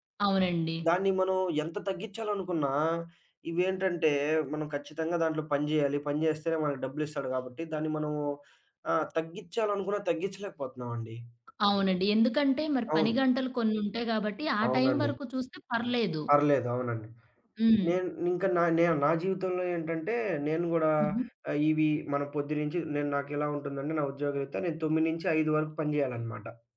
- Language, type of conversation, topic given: Telugu, podcast, కంప్యూటర్, ఫోన్ వాడకంపై పరిమితులు ఎలా పెట్టాలి?
- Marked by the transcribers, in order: other background noise